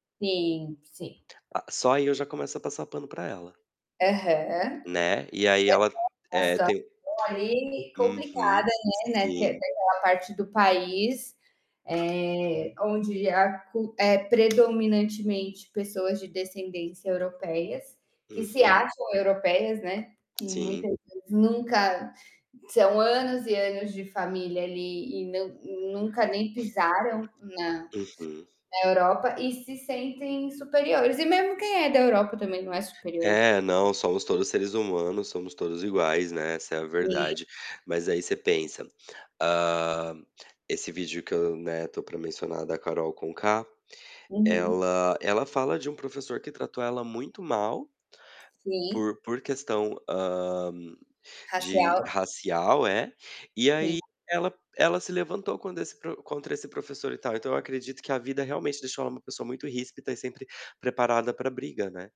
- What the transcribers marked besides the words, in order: tapping; unintelligible speech; distorted speech; other background noise
- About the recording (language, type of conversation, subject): Portuguese, unstructured, Qual é o impacto dos programas de realidade na cultura popular?